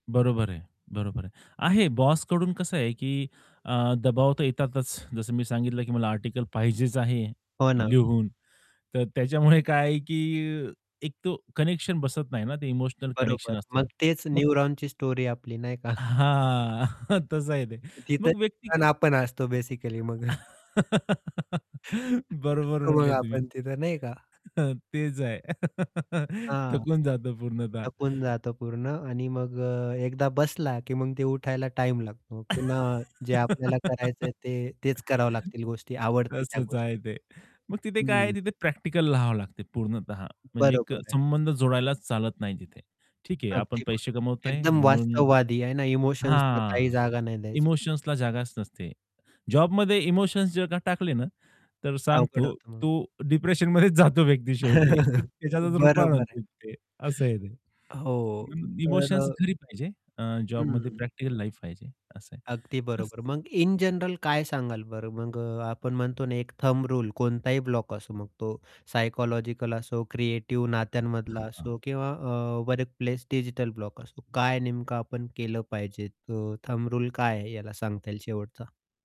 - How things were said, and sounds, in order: laughing while speaking: "त्याच्यामुळे काय आहे, की"; static; in English: "न्यूरॉनची स्टोरी"; other background noise; laughing while speaking: "नाही का?"; chuckle; unintelligible speech; in English: "बेसिकली"; laugh; laughing while speaking: "बरोबर म्हटले तुम्ही"; chuckle; distorted speech; chuckle; laughing while speaking: "थकून जातं पूर्णतः"; laugh; laughing while speaking: "तसंच आहे ते"; laughing while speaking: "डिप्रेशनमध्येच जातो व्यक्ती शेवटी त्याच्यातच रूप असं आहे ते"; in English: "डिप्रेशनमध्येच"; chuckle; unintelligible speech; in English: "लाईफ"; in English: "थंब रूल"; tapping; in English: "वर्क प्लेस डिजिटल ब्लॉक"; in English: "थंब रूल"
- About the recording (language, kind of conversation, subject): Marathi, podcast, कोणी तुम्हाला ब्लॉक केल्यावर तुम्ही पुढे कसे जाता?